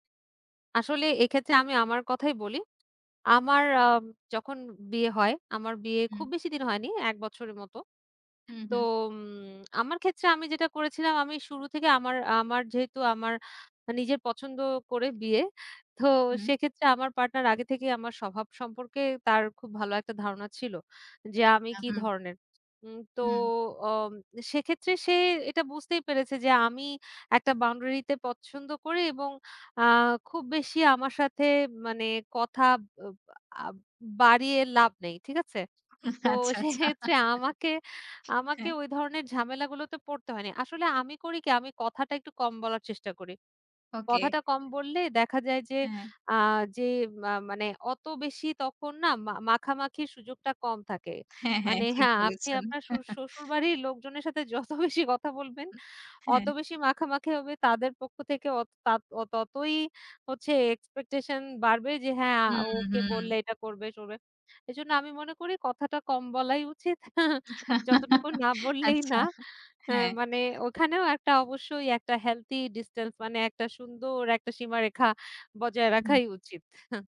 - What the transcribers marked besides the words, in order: laughing while speaking: "সেক্ষেত্রে"; laughing while speaking: "আচ্ছা, আচ্ছা"; chuckle; giggle; laugh; laughing while speaking: "যতটুকু না বললেই না"; in English: "healthy distance"; chuckle
- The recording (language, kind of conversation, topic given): Bengali, podcast, কথায় ব্যক্তিগত সীমা বজায় রাখতে আপনি কীভাবে যোগাযোগ করেন?